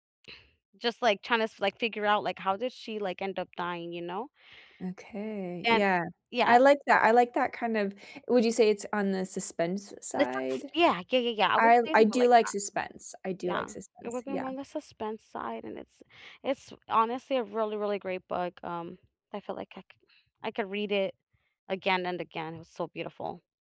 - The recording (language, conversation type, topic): English, unstructured, What types of books do you enjoy most, and why?
- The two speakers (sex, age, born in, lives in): female, 35-39, United States, United States; female, 40-44, United States, United States
- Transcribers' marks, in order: unintelligible speech